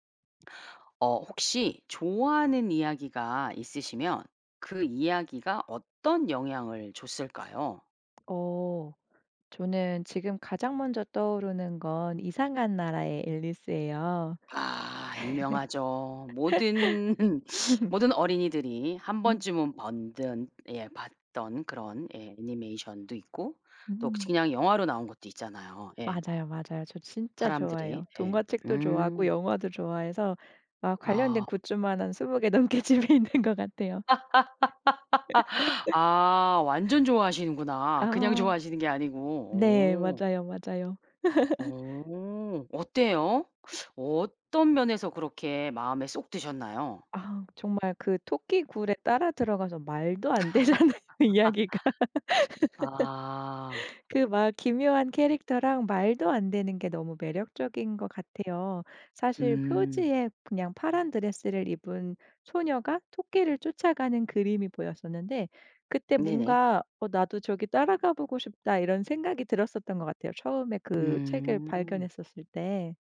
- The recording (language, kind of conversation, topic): Korean, podcast, 좋아하는 이야기가 당신에게 어떤 영향을 미쳤나요?
- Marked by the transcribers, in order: other background noise; laugh; teeth sucking; laugh; laugh; laughing while speaking: "넘게 집에 있는 것 같아요"; laugh; laugh; teeth sucking; laugh; laughing while speaking: "안 되잖아요, 이야기가"; laugh